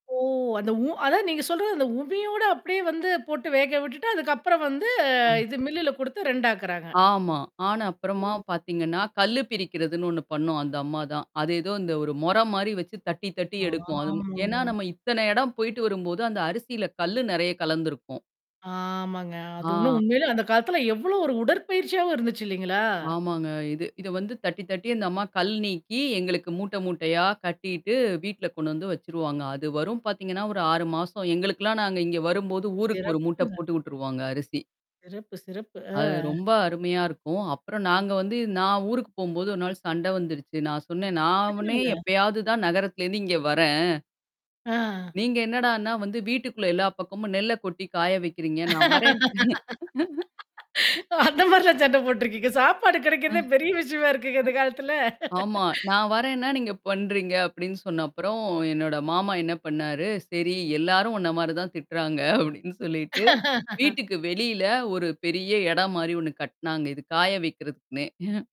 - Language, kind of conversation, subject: Tamil, podcast, அறுவடை காலத்தை நினைக்கும்போது உங்களுக்கு என்னென்ன நினைவுகள் மனதில் எழுகின்றன?
- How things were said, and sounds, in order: static; tapping; other noise; distorted speech; mechanical hum; laughing while speaking: "அந்த மாரிலாம் சண்டை போட்டுருக்கீங்க. சாப்பாடு கெடைக்கிறதே பெரிய விஷயமா இருக்குங்க இந்தக் காலத்துல"; chuckle; laughing while speaking: "சரி, எல்லாரும் உண்ண மாரி தான் திட்டுறாங்க"; laugh; chuckle